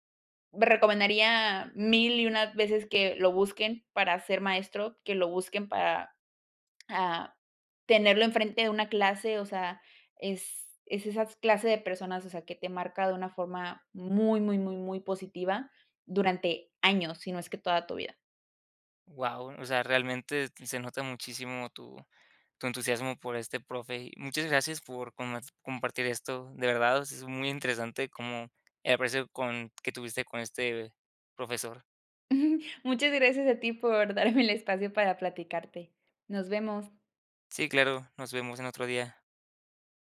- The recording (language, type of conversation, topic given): Spanish, podcast, ¿Cuál fue una clase que te cambió la vida y por qué?
- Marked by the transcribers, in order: chuckle; laughing while speaking: "darme el"